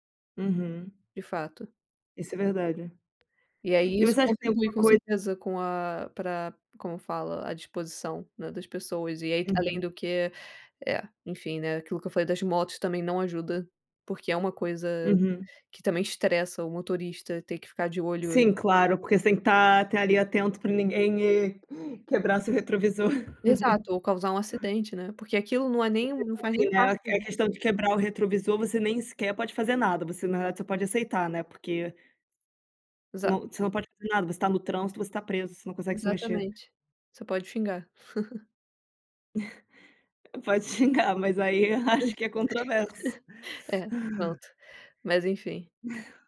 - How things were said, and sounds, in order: tapping; giggle; giggle; chuckle; giggle
- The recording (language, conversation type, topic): Portuguese, unstructured, O que mais te irrita no comportamento das pessoas no trânsito?